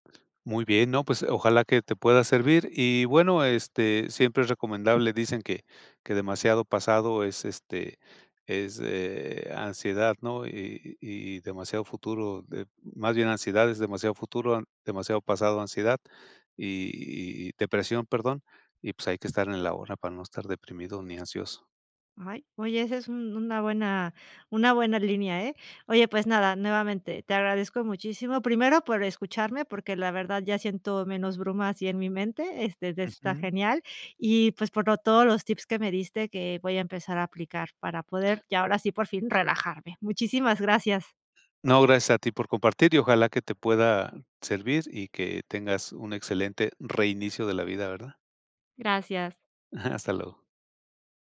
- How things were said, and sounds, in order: other noise; tapping; other background noise
- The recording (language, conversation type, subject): Spanish, advice, ¿Por qué me cuesta relajarme y desconectar?